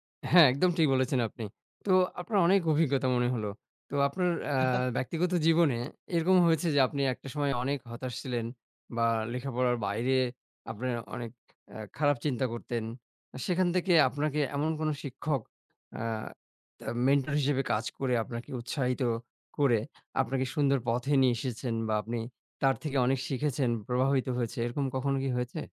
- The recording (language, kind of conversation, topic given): Bengali, unstructured, শিক্ষার্থীদের পড়াশোনায় উৎসাহিত রাখতে কীভাবে সহায়তা করা যায়?
- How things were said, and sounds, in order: chuckle